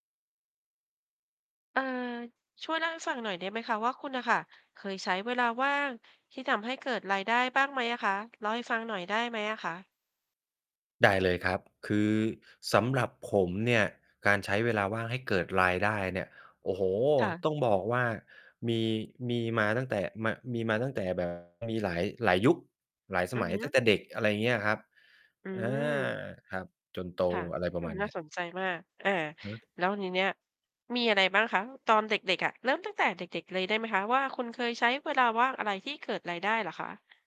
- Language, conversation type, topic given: Thai, podcast, คุณเคยใช้เวลาว่างทำให้เกิดรายได้บ้างไหม?
- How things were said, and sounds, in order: tapping; distorted speech